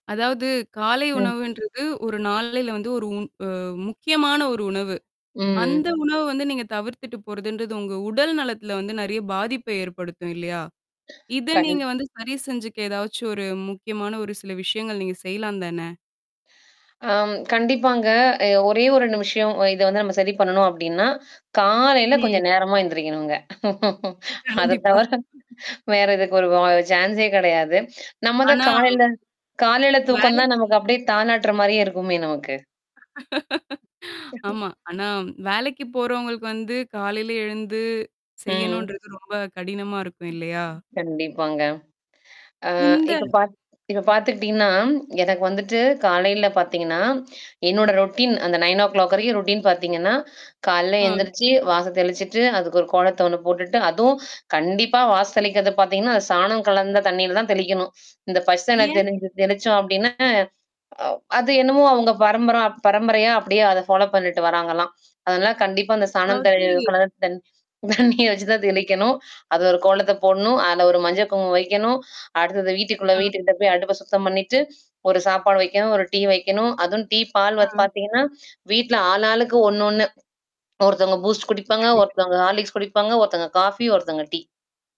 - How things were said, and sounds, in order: other background noise; tapping; drawn out: "ம்"; inhale; static; laugh; laughing while speaking: "அத தவிர வேற இதுக்கு ஒரு வ சான்ஸே கிடையாது"; laughing while speaking: "கண்டிப்பா"; in English: "சான்ஸே"; mechanical hum; laugh; chuckle; in English: "ரொட்டீன்"; in English: "ஓ கிளாக்"; in English: "ரொட்டீன்"; unintelligible speech; distorted speech; in English: "ஃபாலோ"; laughing while speaking: "தண்ணீர் வச்சு தான் தெளிக்கணும்"; other noise; in English: "பூஸ்ட்"; in English: "ஹாலிக்ஸ்"
- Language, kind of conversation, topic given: Tamil, podcast, ஒரு நாளில் செய்ய வேண்டிய மிக முக்கியமான மூன்று காரியங்களை நீங்கள் எப்படி தேர்வு செய்கிறீர்கள்?